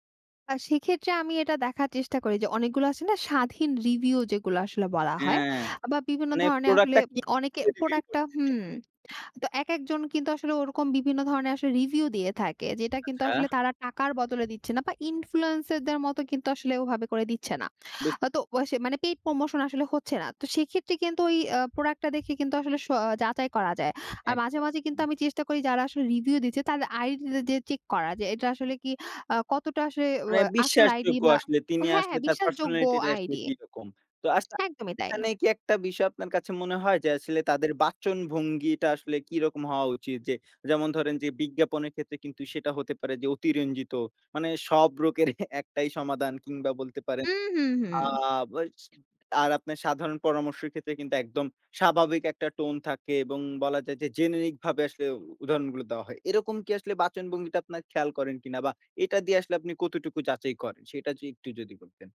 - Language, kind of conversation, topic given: Bengali, podcast, বিজ্ঞাপন আর সৎ পরামর্শের মধ্যে আপনি কোনটাকে বেশি গুরুত্ব দেন?
- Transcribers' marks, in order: other background noise; unintelligible speech; tapping; laughing while speaking: "রোগের"; in English: "জেনেরিক"